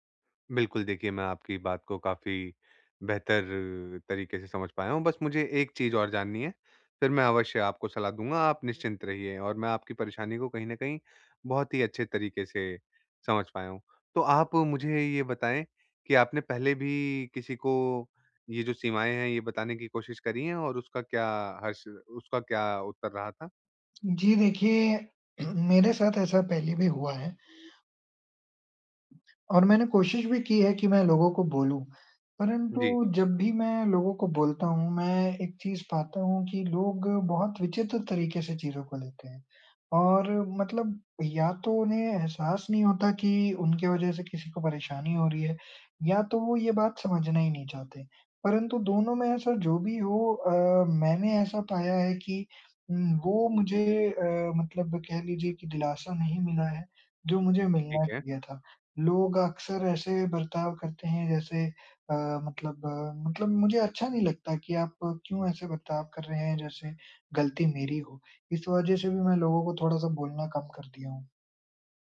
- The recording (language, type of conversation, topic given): Hindi, advice, नए रिश्ते में बिना दूरी बनाए मैं अपनी सीमाएँ कैसे स्पष्ट करूँ?
- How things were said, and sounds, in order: throat clearing